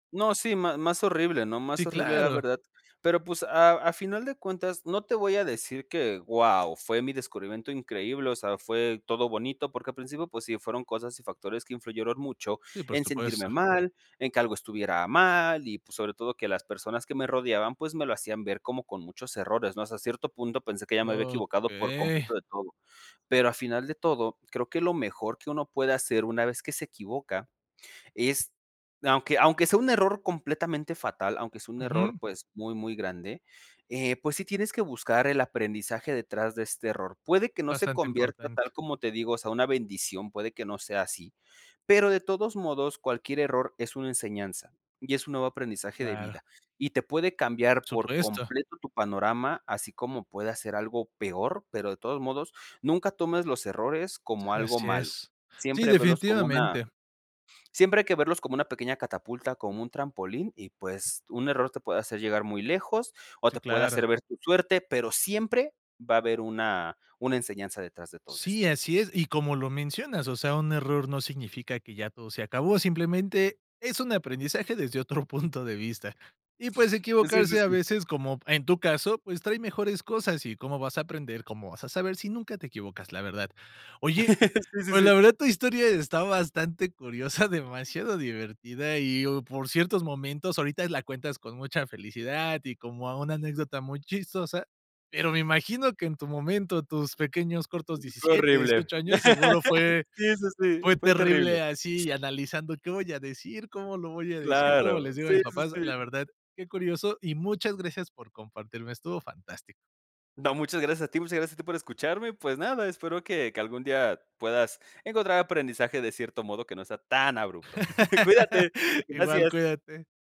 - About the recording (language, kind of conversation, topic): Spanish, podcast, ¿Un error terminó convirtiéndose en una bendición para ti?
- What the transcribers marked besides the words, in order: tapping; laugh; chuckle; other background noise; laugh; laugh